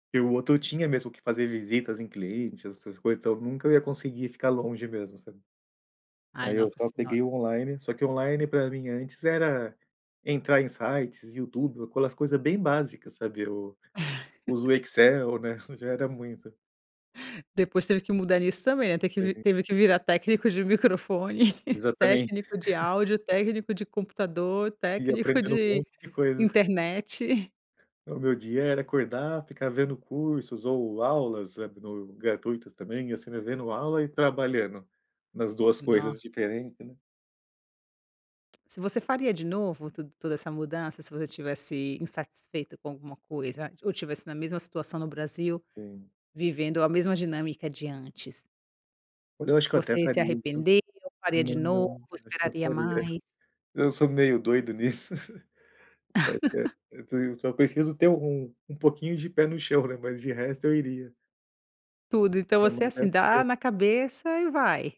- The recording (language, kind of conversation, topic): Portuguese, podcast, Como foi a sua experiência ao mudar de carreira?
- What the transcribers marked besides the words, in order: laugh; laugh; chuckle; laughing while speaking: "técnico"; chuckle; chuckle; laugh; unintelligible speech